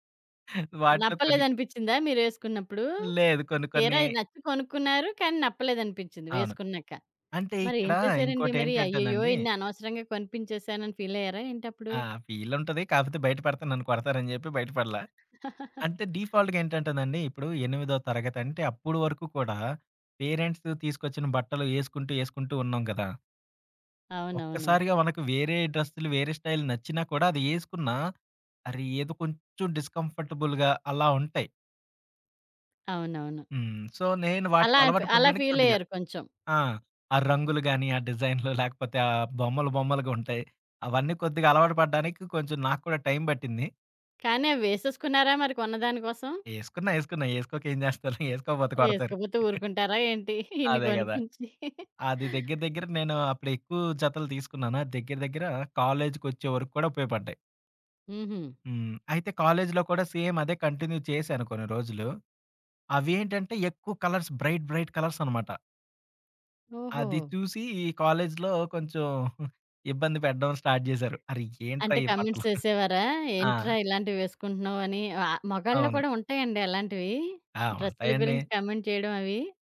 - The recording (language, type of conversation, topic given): Telugu, podcast, జీవితంలో వచ్చిన పెద్ద మార్పు నీ జీవనశైలి మీద ఎలా ప్రభావం చూపింది?
- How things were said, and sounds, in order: other background noise; chuckle; in English: "పేరెంట్స్"; in English: "స్టైల్"; in English: "డిస్కంఫర్టబుల్‌గా"; in English: "సో"; tapping; chuckle; laughing while speaking: "ఇన్ని కొనిపించి"; in English: "సేమ్"; in English: "కంటిన్యూ"; in English: "కలర్స్ బ్రైట్, బ్రైట్"; chuckle; in English: "కమెంట్స్"; chuckle; in English: "కమెంట్"